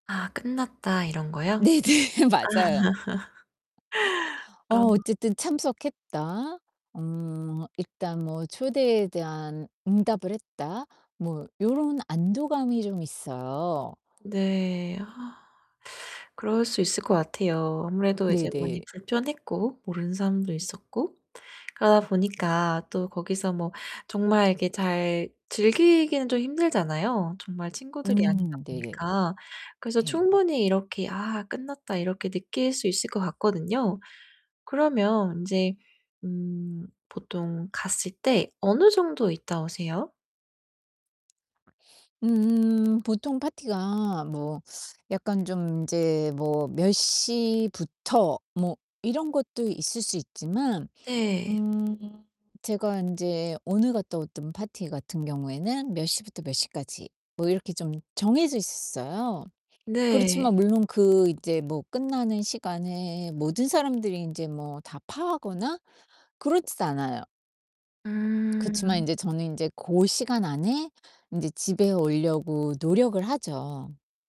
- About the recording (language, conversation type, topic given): Korean, advice, 파티나 모임에서 사람 많은 분위기가 부담될 때 어떻게 하면 편안하게 즐길 수 있을까요?
- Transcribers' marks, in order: laughing while speaking: "네네"; other background noise; laugh; distorted speech; tapping